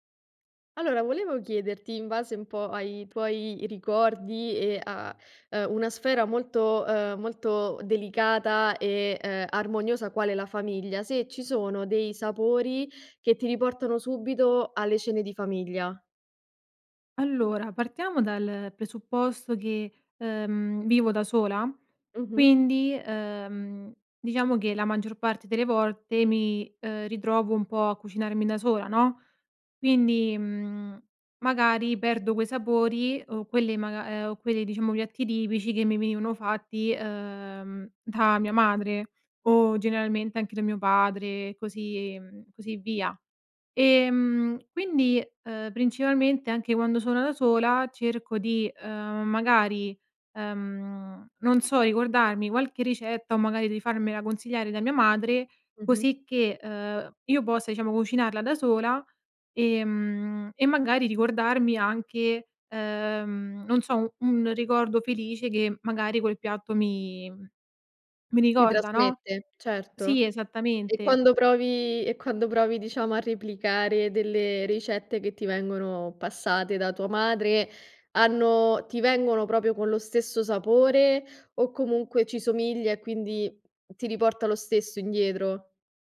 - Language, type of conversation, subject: Italian, podcast, Quali sapori ti riportano subito alle cene di famiglia?
- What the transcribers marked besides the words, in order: tapping